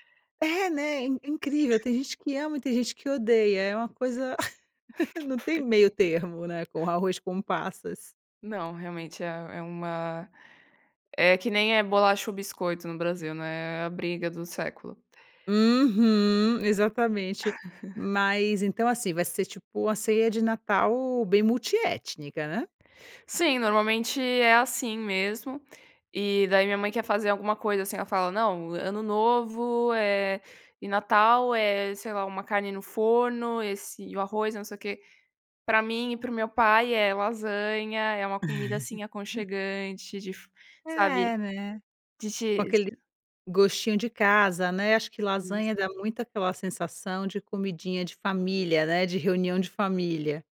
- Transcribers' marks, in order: other background noise; laugh; laugh; laugh
- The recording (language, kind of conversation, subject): Portuguese, podcast, Tem alguma receita de família que virou ritual?